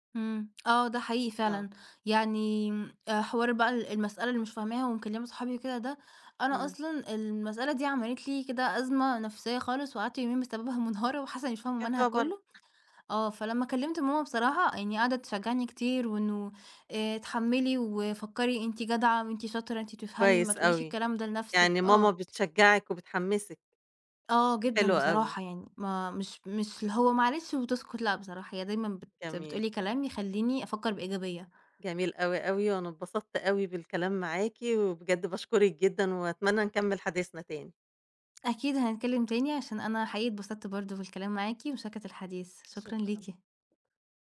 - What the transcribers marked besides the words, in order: tapping
- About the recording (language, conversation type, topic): Arabic, podcast, إيه اللي بيحفزك تفضل تتعلم دايمًا؟